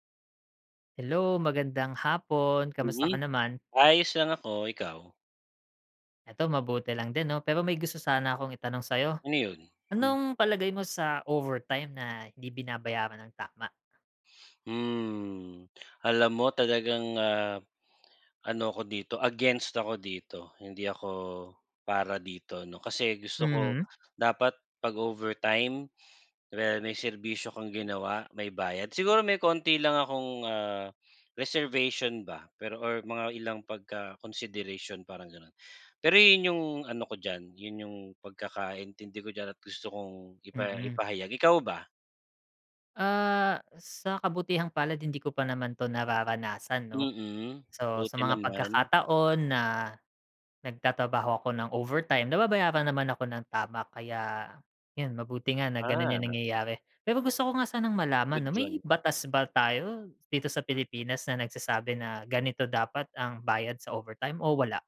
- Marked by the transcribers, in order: none
- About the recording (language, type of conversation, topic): Filipino, unstructured, Ano ang palagay mo sa overtime na hindi binabayaran nang tama?